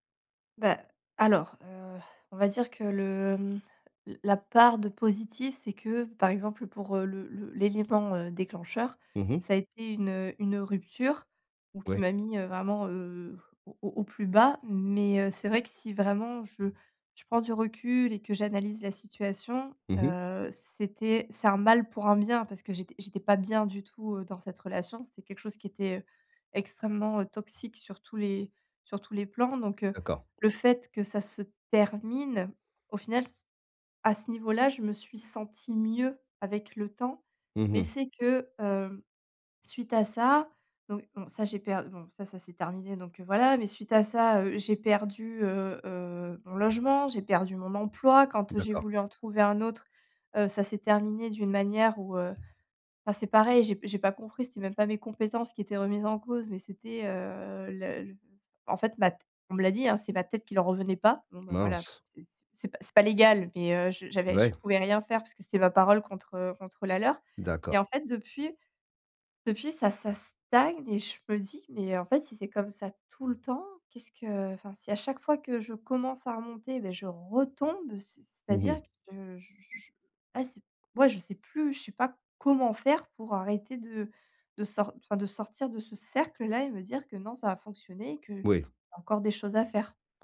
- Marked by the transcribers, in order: blowing; other background noise; stressed: "termine"; stressed: "mieux"; tapping; stressed: "légal"; stressed: "retombe"; stressed: "cercle"
- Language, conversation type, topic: French, advice, Comment puis-je retrouver l’espoir et la confiance en l’avenir ?